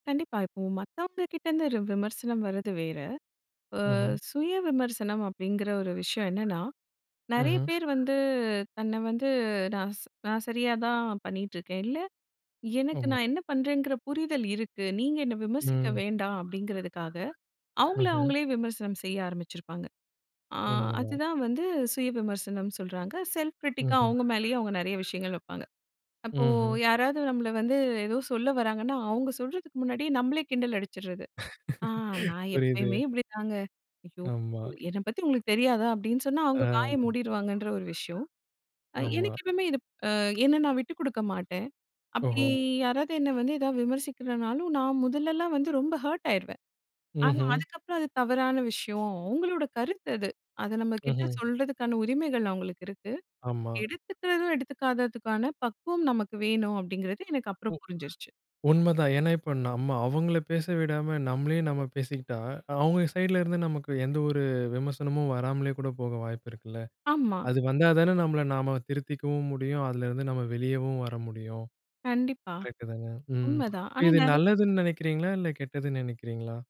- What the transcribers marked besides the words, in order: bird; in English: "செல்ஃப் கிரிட்டிக்கா"; other street noise; laughing while speaking: "புரியுது"; in English: "ஹர்ட்"; other background noise; in English: "சைடுல"; in English: "கரெக்ட்டு"
- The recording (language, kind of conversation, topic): Tamil, podcast, சுய விமர்சனம் கலாய்ச்சலாக மாறாமல் அதை எப்படிச் செய்யலாம்?